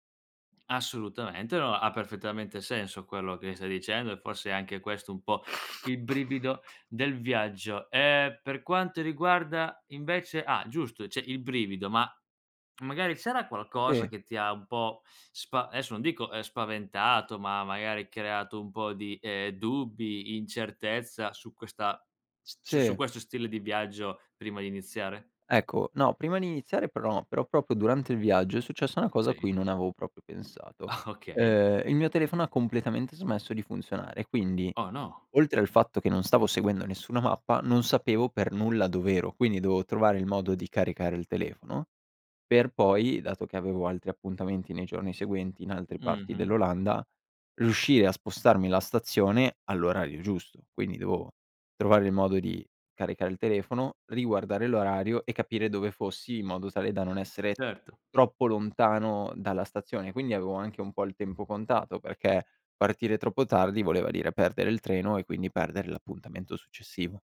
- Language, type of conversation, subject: Italian, podcast, Ti è mai capitato di perderti in una città straniera?
- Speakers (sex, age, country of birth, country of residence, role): male, 18-19, Italy, Italy, guest; male, 25-29, Italy, Italy, host
- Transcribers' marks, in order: other background noise; "cioè" said as "ceh"; "ci sarà" said as "csarà"; "adesso" said as "aesso"; "proprio" said as "propio"; tapping; chuckle; "proprio" said as "propio"